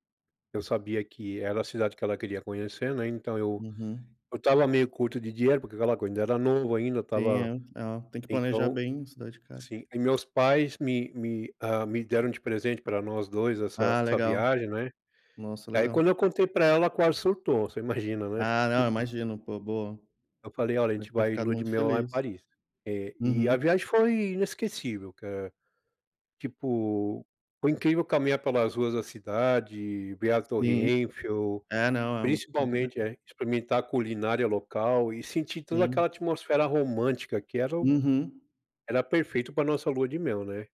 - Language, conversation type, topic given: Portuguese, unstructured, Qual foi a viagem mais inesquecível que você já fez?
- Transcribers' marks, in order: laugh; unintelligible speech